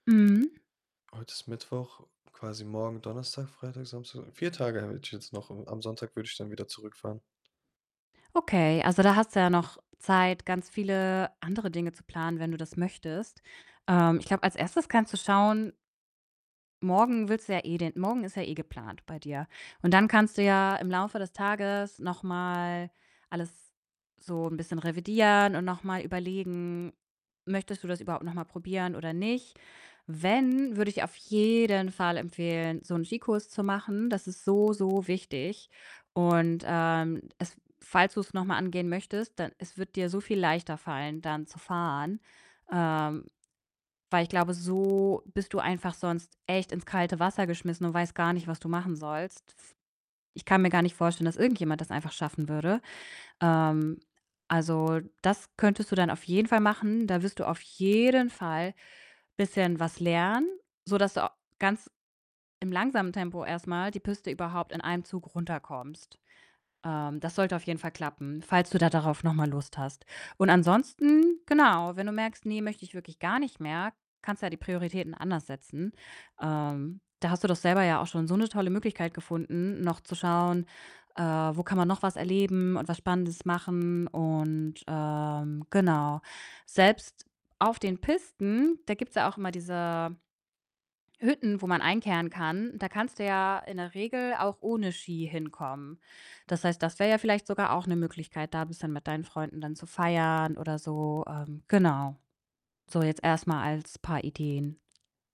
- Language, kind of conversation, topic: German, advice, Wie kann ich meine Urlaubspläne ändern, wenn Probleme auftreten?
- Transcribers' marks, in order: distorted speech; other background noise; stressed: "jeden"; stressed: "jeden"